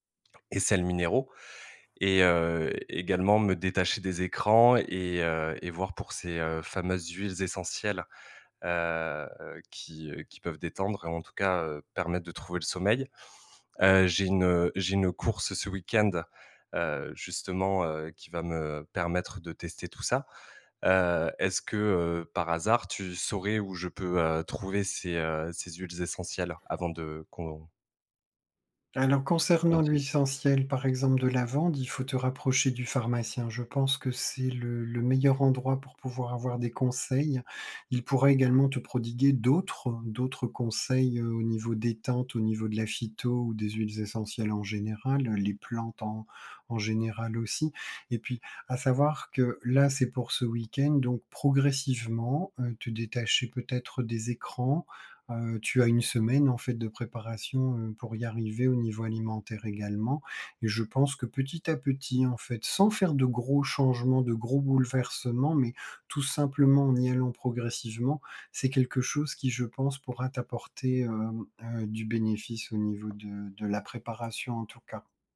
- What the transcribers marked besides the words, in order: stressed: "d'autres"
- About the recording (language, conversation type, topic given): French, advice, Comment décririez-vous votre anxiété avant une course ou un événement sportif ?